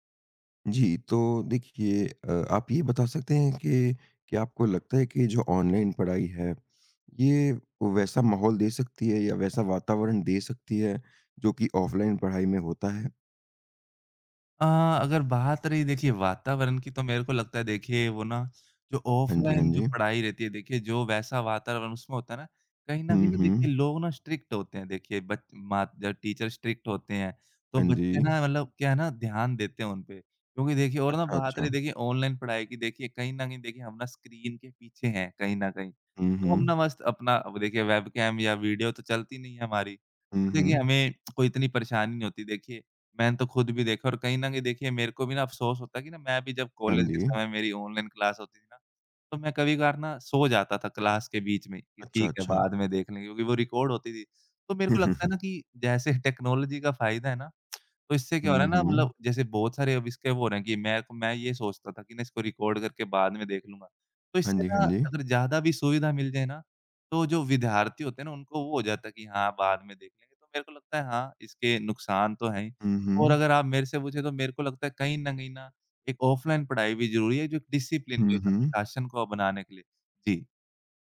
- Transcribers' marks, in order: other background noise; in English: "स्ट्रिक्ट"; in English: "टीचर स्ट्रिक्ट"; tapping; in English: "क्लास"; in English: "क्लास"; chuckle; in English: "टेक्नोलॉजी"; in English: "डिसिप्लिन"
- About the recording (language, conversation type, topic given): Hindi, podcast, ऑनलाइन पढ़ाई ने आपकी सीखने की आदतें कैसे बदलीं?